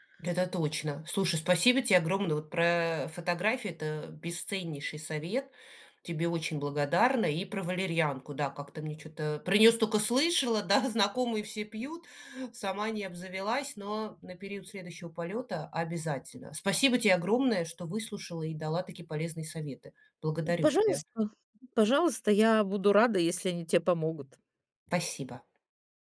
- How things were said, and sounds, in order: tapping
- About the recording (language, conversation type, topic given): Russian, advice, Как справляться со стрессом и тревогой во время поездок?